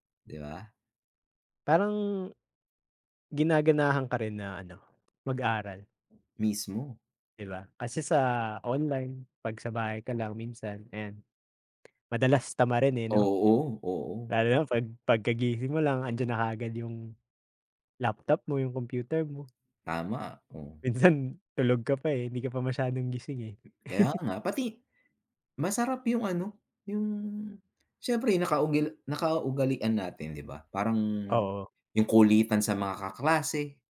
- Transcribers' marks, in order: tapping; chuckle
- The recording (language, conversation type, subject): Filipino, unstructured, Paano nagbago ang paraan ng pag-aaral dahil sa mga plataporma sa internet para sa pagkatuto?